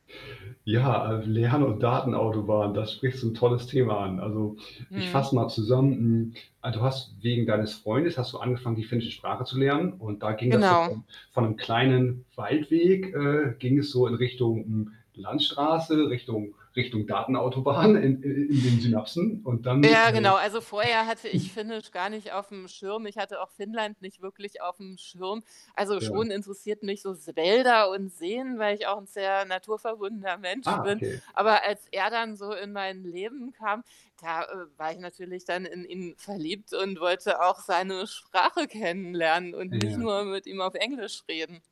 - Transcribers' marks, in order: static; distorted speech; laughing while speaking: "Datenautobahn"; giggle; other background noise
- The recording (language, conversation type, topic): German, podcast, Wann hast du zuletzt etwas verlernt und danach neu gelernt?